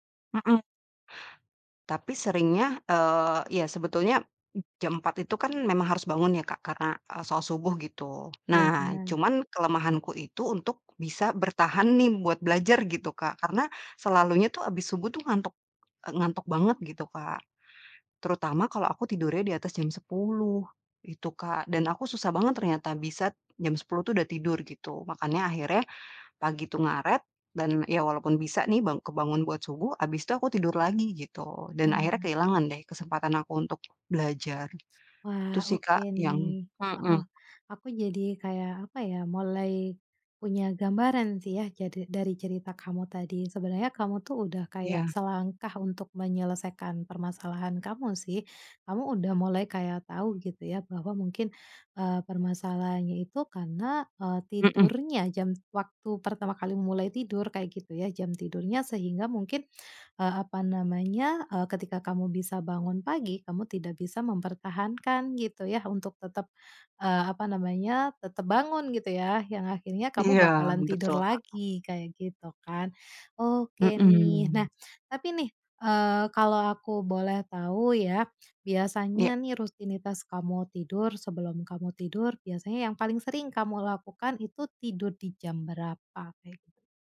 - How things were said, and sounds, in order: tapping; other background noise
- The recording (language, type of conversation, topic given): Indonesian, advice, Kenapa saya sulit bangun pagi secara konsisten agar hari saya lebih produktif?